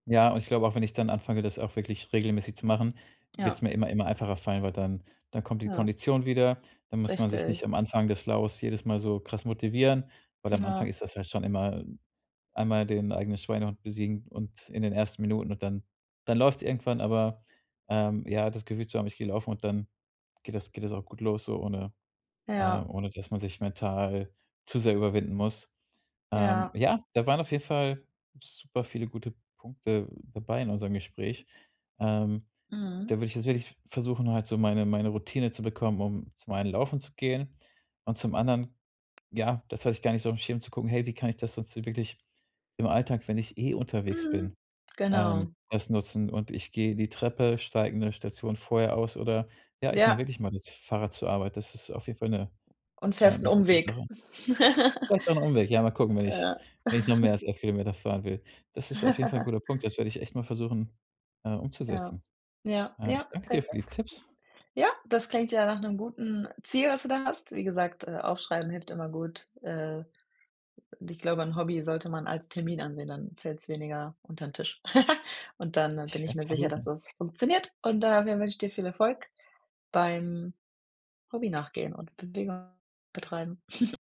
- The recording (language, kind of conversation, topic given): German, advice, Wie kann ich im Alltag mehr Bewegung einbauen, ohne ins Fitnessstudio zu gehen?
- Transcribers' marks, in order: in English: "Flows"; laugh; chuckle; laugh; put-on voice: "funktioniert"; chuckle